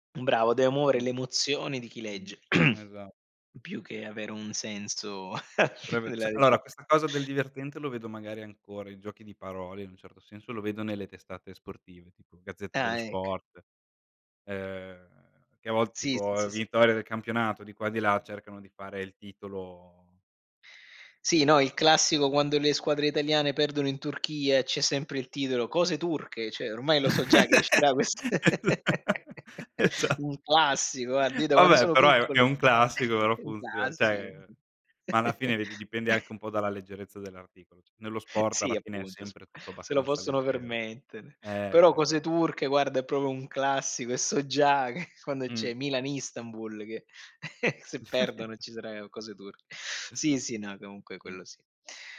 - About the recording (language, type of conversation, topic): Italian, unstructured, Qual è il tuo consiglio per chi vuole rimanere sempre informato?
- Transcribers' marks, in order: throat clearing; chuckle; "cioè" said as "ceh"; other background noise; chuckle; unintelligible speech; laughing while speaking: "Esat"; "cioè" said as "ceh"; laughing while speaking: "questa"; laugh; "cioè" said as "ceh"; chuckle; laughing while speaking: "che"; chuckle